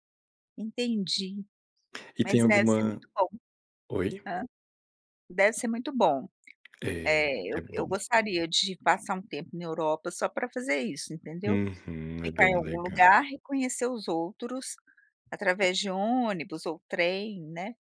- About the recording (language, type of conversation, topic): Portuguese, unstructured, Como você equilibra o seu tempo entre a família e os amigos?
- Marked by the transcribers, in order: none